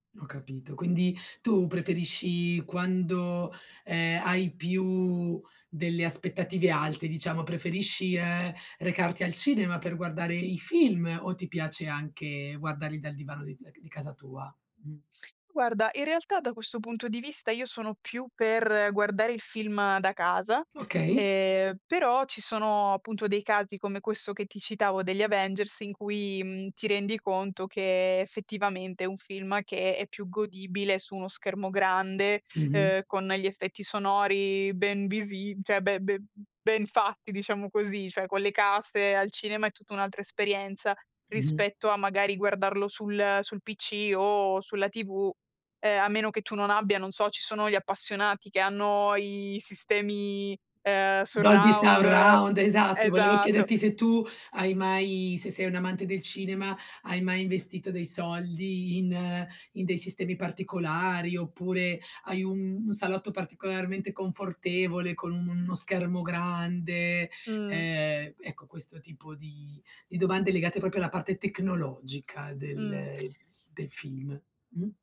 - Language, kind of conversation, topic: Italian, podcast, Che ruolo ha la colonna sonora nei tuoi film preferiti?
- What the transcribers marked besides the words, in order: tsk